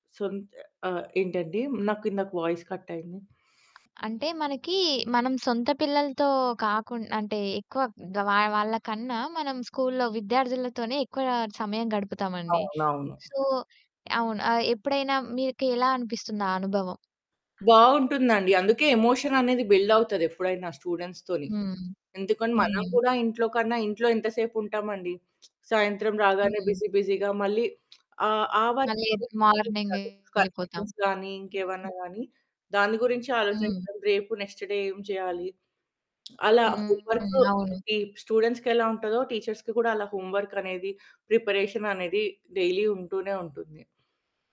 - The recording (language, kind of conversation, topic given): Telugu, podcast, ఒక మంచి ఉపాధ్యాయుడిగా మారడానికి ఏ లక్షణాలు అవసరమని మీరు భావిస్తారు?
- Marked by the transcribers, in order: in English: "వాయిస్ కట్"; distorted speech; in English: "సో"; other background noise; in English: "ఎమోషన్"; in English: "బిల్డ్"; in English: "స్టూడెంట్స్‌తోని"; lip smack; in English: "బిజీ బిజీగా"; static; lip smack; unintelligible speech; in English: "కరెక్షన్స్"; in English: "నెక్స్ట్ డే"; in English: "హోమ్ వర్క్ టీ స్టూడెంట్స్‌కి"; in English: "టీచర్స్‌కి"; in English: "హోమ్‌వర్క్"; in English: "ప్రిపరేషన్"; in English: "డైలీ"